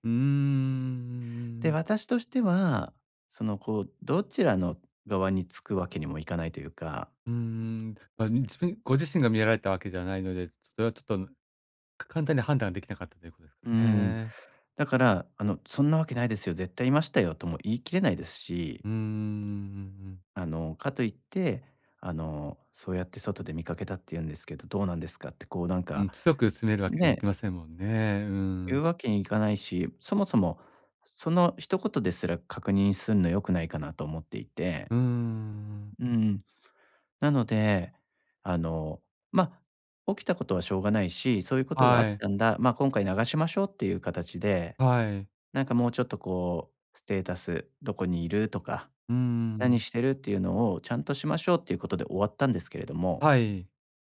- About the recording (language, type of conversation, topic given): Japanese, advice, 職場で失った信頼を取り戻し、関係を再構築するにはどうすればよいですか？
- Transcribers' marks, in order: none